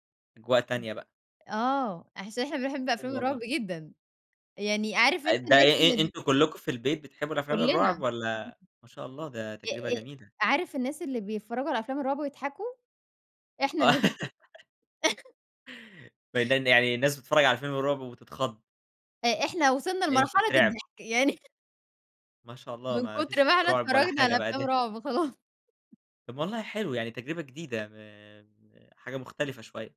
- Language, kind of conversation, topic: Arabic, podcast, إيه رأيك في تجربة مشاهدة الأفلام في السينما مقارنة بالبيت؟
- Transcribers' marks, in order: other background noise; laugh; chuckle; unintelligible speech; chuckle; laughing while speaking: "خلاص"; tapping